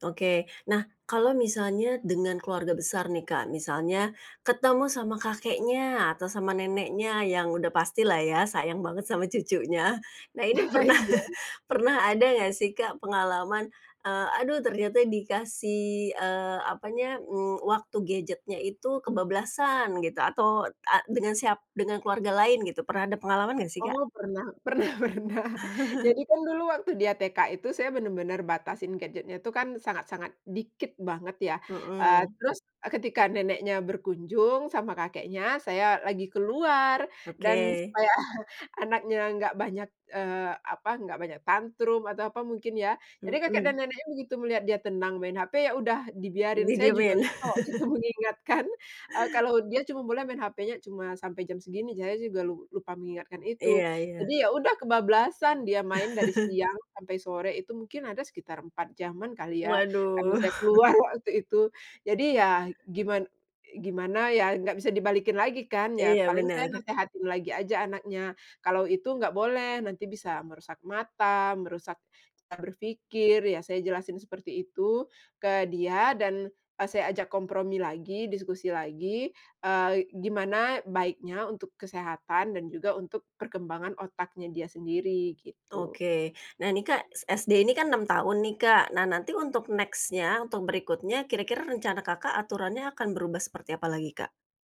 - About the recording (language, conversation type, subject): Indonesian, podcast, Apa cara paling masuk akal untuk mengatur penggunaan gawai anak?
- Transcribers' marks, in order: tapping; laughing while speaking: "pernah"; chuckle; in English: "pernah pernah"; chuckle; chuckle; chuckle; other background noise; "saya" said as "jaya"; chuckle; chuckle; in English: "next-nya"